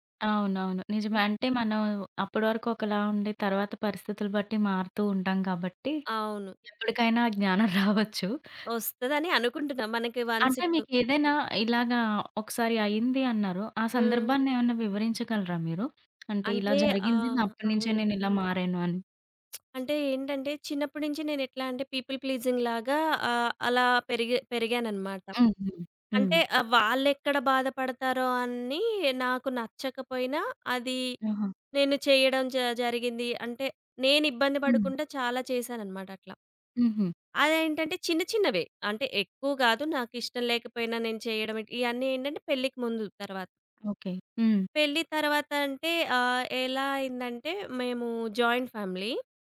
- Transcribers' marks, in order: other background noise; chuckle; in English: "వన్స్"; tapping; lip smack; in English: "పీపుల్ ప్లీజింగ్‌లాగా"; in English: "జాయింట్ ఫ్యామిలీ"
- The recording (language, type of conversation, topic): Telugu, podcast, చేయలేని పనిని మర్యాదగా ఎలా నిరాకరించాలి?